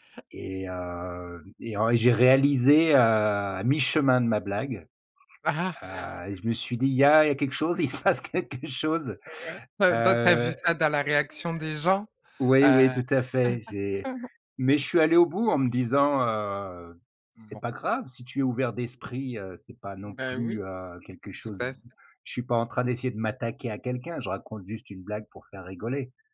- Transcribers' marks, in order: other background noise; laugh; laughing while speaking: "il se passe quelque chose"; chuckle
- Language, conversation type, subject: French, podcast, Quelle place l’humour occupe-t-il dans tes échanges ?